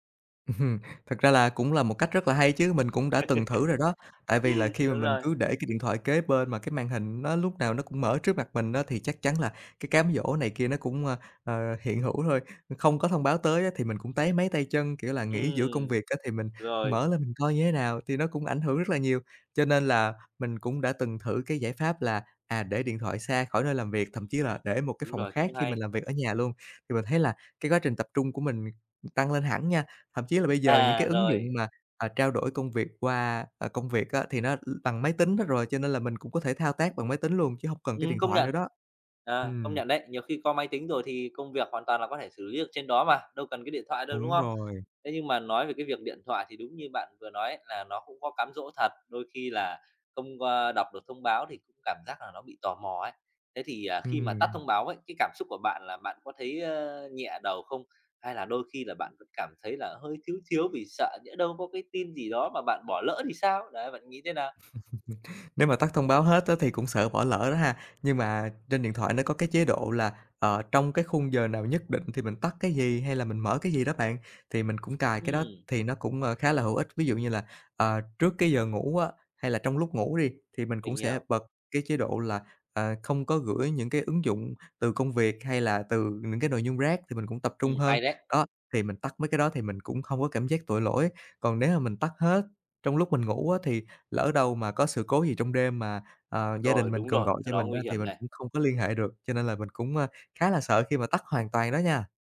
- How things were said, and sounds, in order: laugh; laugh; tapping; other background noise; horn; other noise; laugh
- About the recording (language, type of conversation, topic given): Vietnamese, podcast, Bạn có mẹo nào để giữ tập trung khi liên tục nhận thông báo không?
- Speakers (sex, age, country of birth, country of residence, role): male, 30-34, Vietnam, Vietnam, guest; male, 30-34, Vietnam, Vietnam, host